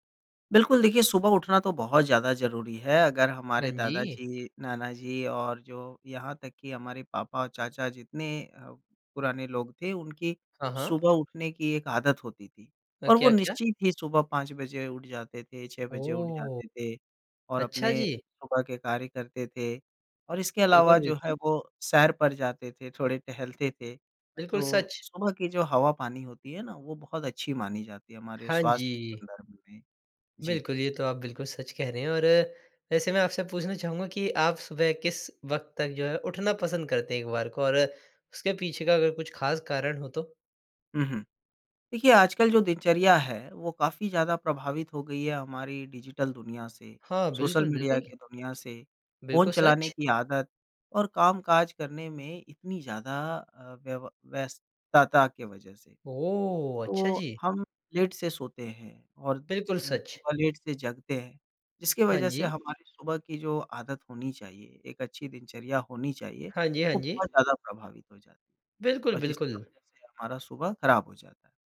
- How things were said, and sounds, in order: in English: "डिजिटल"; in English: "लेट"; in English: "लेट"
- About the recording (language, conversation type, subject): Hindi, podcast, सुबह की आदतों ने तुम्हारी ज़िंदगी कैसे बदली है?